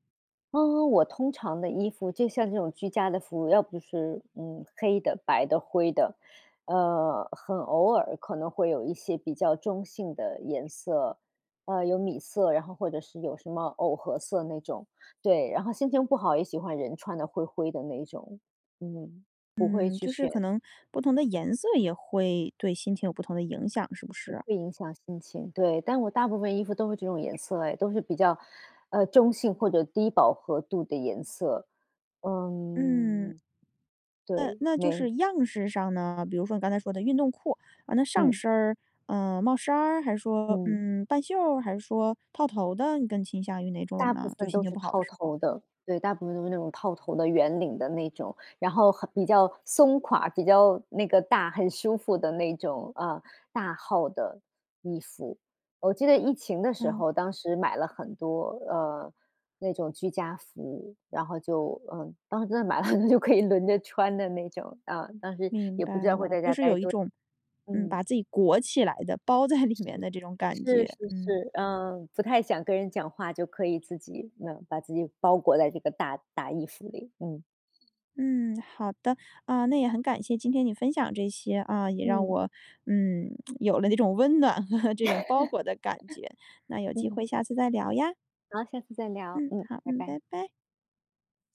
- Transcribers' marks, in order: other background noise; laughing while speaking: "买了就可以"; tsk; laughing while speaking: "和"; laugh
- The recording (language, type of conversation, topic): Chinese, podcast, 当你心情不好时会怎么穿衣服？